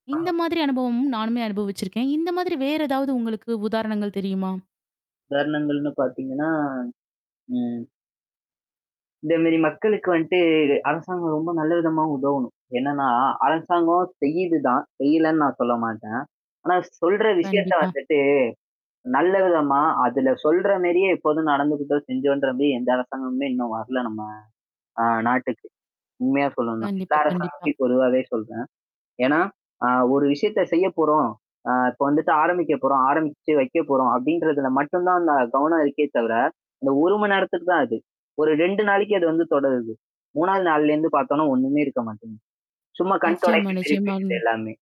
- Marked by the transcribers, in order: mechanical hum; other background noise; in English: "டைரக்ட்"; distorted speech
- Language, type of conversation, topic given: Tamil, podcast, சிரமமான கோபத்தைத் தாண்டி உங்கள் வாழ்க்கை எப்படி மாறியது என்ற கதையைப் பகிர முடியுமா?